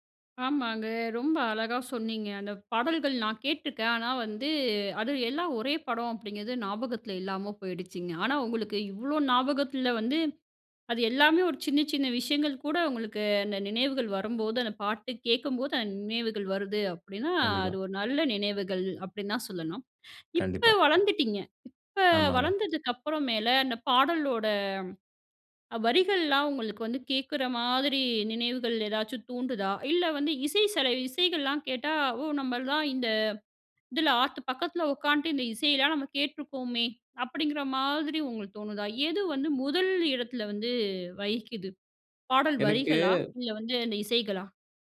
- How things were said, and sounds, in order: drawn out: "எனக்கு"
- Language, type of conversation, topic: Tamil, podcast, ஒரு பாடல் உங்களுடைய நினைவுகளை எப்படித் தூண்டியது?